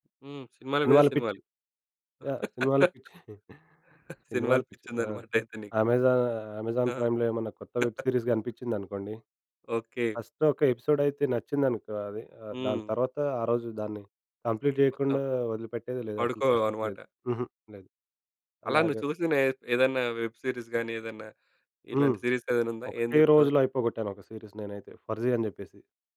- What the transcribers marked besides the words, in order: laugh; chuckle; in English: "అమెజా అమెజాన్ ప్రైమ్‌లో"; in English: "వెబ్ సిరీస్"; chuckle; in English: "ఫస్ట్"; in English: "కంప్లీట్"; in English: "వెబ్ సీరీస్"; tapping; in English: "సీరీస్"; in English: "సీరీస్"
- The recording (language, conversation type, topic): Telugu, podcast, ఫోకస్ కోల్పోయినప్పుడు మళ్లీ దృష్టిని ఎలా కేంద్రీకరిస్తారు?